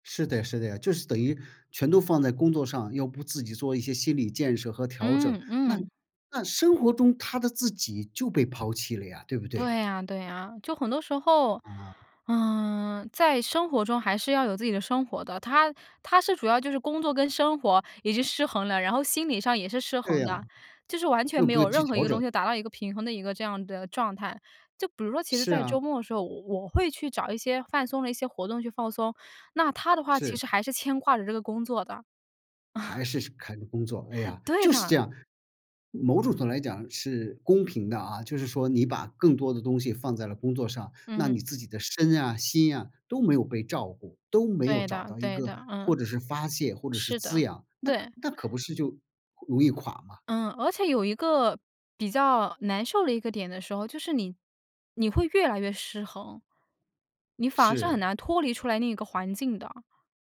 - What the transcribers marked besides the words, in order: other background noise; chuckle
- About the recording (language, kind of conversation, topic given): Chinese, podcast, 你如何平衡工作与生活以保护心理健康？